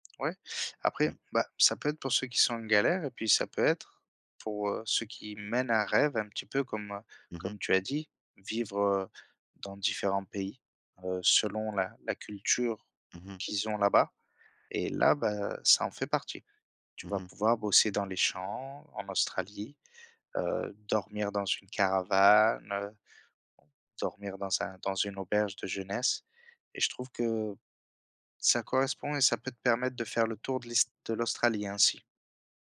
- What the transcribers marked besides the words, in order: other background noise
- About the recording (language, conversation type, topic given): French, unstructured, Quels rêves aimerais-tu vraiment réaliser un jour ?